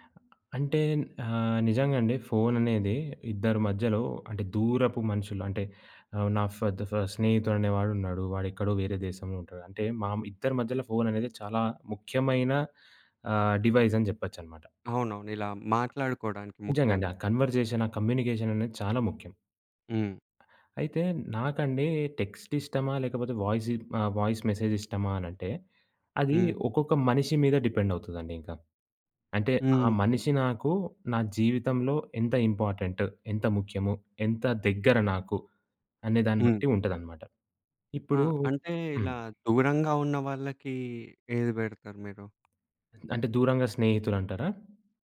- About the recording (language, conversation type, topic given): Telugu, podcast, టెక్స్ట్ vs వాయిస్ — ఎప్పుడు ఏదాన్ని ఎంచుకుంటారు?
- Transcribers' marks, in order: tapping; in English: "ఫర్ ద"; in English: "డివైస్"; in English: "కన్వర్జేషన్"; in English: "కమ్యూనికేషన్"; in English: "టెక్స్ట్"; in English: "వాయిస్ మెసేజ్"; in English: "డిపెండ్"; in English: "ఇంపార్టెంట్"; other background noise